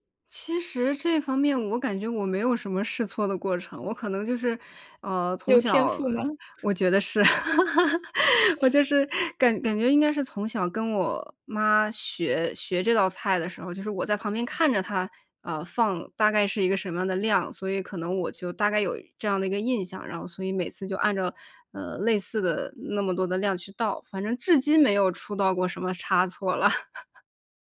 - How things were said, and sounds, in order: laugh; laughing while speaking: "我就是"; laugh; laugh
- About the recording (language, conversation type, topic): Chinese, podcast, 你能讲讲你最拿手的菜是什么，以及你是怎么做的吗？